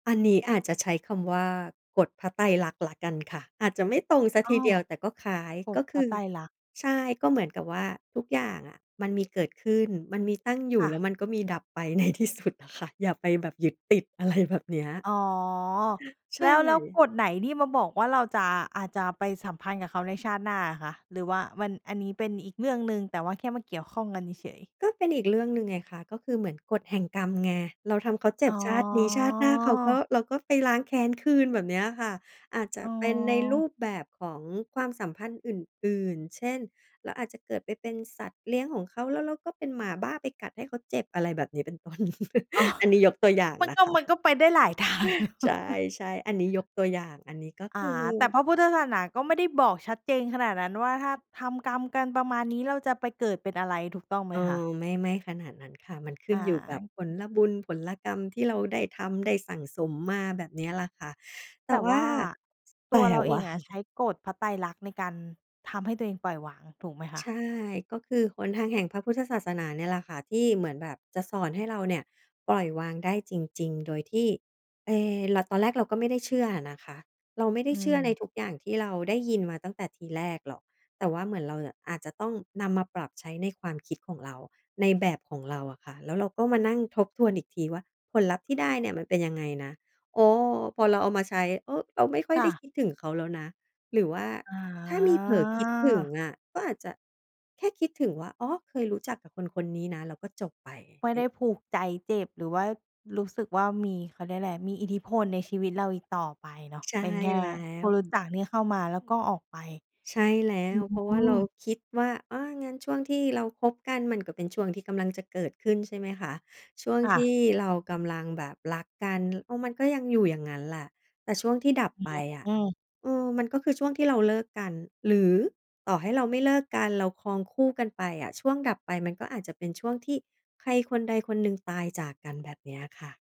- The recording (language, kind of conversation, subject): Thai, podcast, เวลาให้อภัยแต่ยังเจ็บ คุณอยู่กับความรู้สึกนั้นยังไงบ้าง?
- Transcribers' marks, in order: laughing while speaking: "ในที่สุดอะค่ะ อย่าไปแบบยึดติด อะไรแบบเนี้ย"; laughing while speaking: "อ๋อ"; chuckle; laughing while speaking: "ทาง"; laugh; other noise; stressed: "แต่ว่า"; other background noise